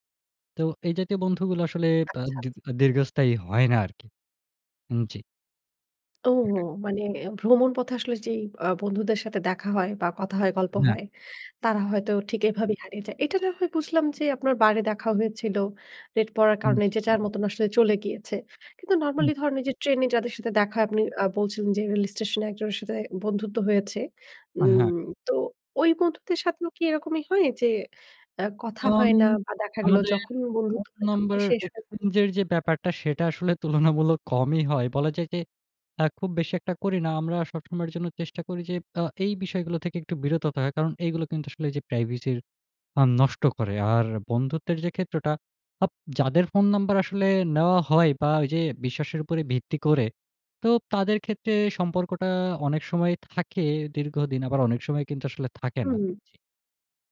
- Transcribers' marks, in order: other background noise; in English: "exchange"; laughing while speaking: "তুলনামূলক কমই হয়"
- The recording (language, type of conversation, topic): Bengali, podcast, একলা ভ্রমণে সহজে বন্ধুত্ব গড়ার উপায় কী?